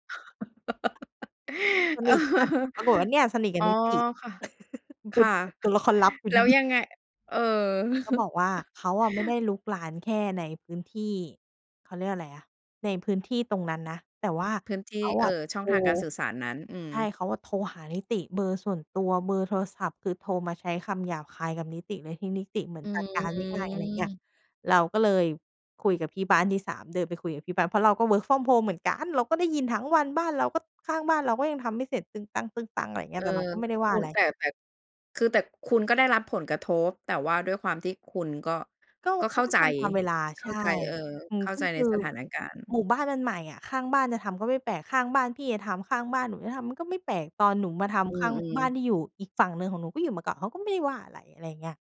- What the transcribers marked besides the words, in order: chuckle; tapping; chuckle; in English: "Work from home"
- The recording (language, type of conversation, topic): Thai, podcast, เมื่อเกิดความขัดแย้งในชุมชน เราควรเริ่มต้นพูดคุยกันอย่างไรก่อนดี?